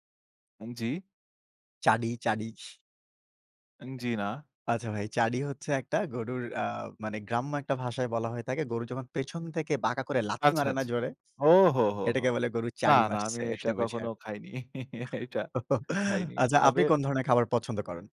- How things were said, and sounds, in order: other background noise; laughing while speaking: "আচ্ছা আপনি কোন ধরনের খাবার পছন্দ করেন?"; chuckle
- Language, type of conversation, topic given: Bengali, unstructured, আপনি কোন ধরনের খাবার সবচেয়ে বেশি পছন্দ করেন?